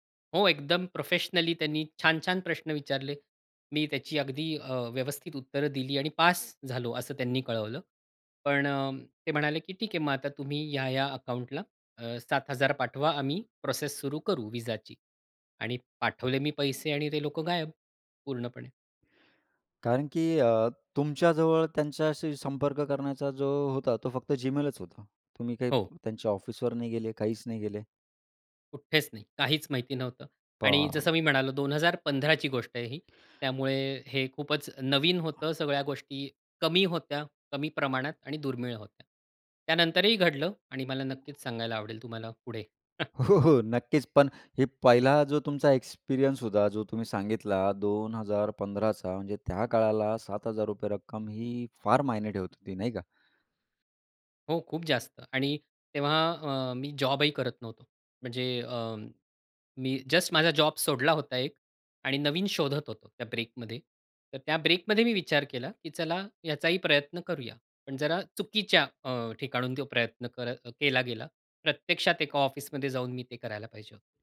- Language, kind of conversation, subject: Marathi, podcast, ऑनलाइन ओळखीच्या लोकांवर विश्वास ठेवावा की नाही हे कसे ठरवावे?
- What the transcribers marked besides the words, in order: in English: "प्रोफेशनली"; in English: "अकाउंटला"; in English: "प्रोसेस"; surprised: "आणि पाठवले मी पैसे आणि ते लोकं गायब, पूर्णपणे"; in English: "ऑफिसवर"; drawn out: "पहा"; other noise; laughing while speaking: "हो, हो"; chuckle; in English: "एक्सपिरियन्स"; in Hindi: "मायने"; in English: "जस्ट"; in English: "ब्रेकमध्ये"; in English: "ब्रेकमध्ये"